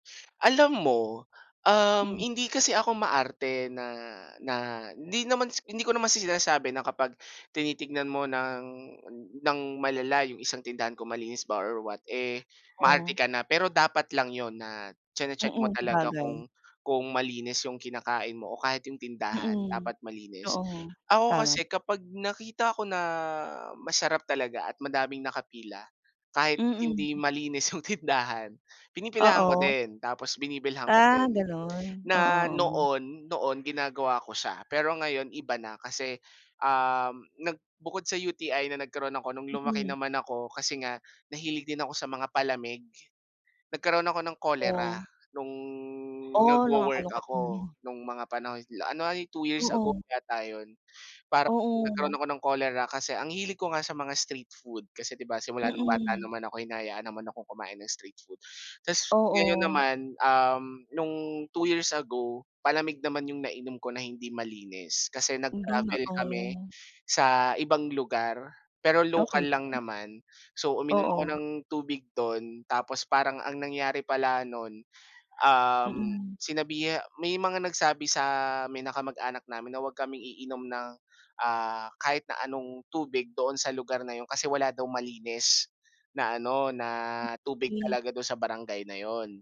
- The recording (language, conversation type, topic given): Filipino, podcast, Ano ang paborito mong pagkaing kalye, at bakit ka nahuhumaling dito?
- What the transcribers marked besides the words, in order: chuckle